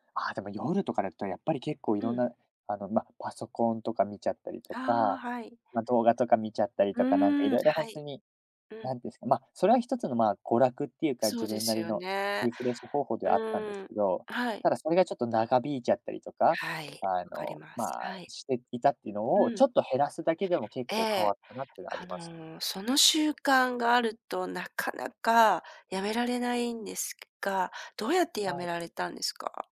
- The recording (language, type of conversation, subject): Japanese, podcast, 普段の朝はどのように過ごしていますか？
- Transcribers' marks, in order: tapping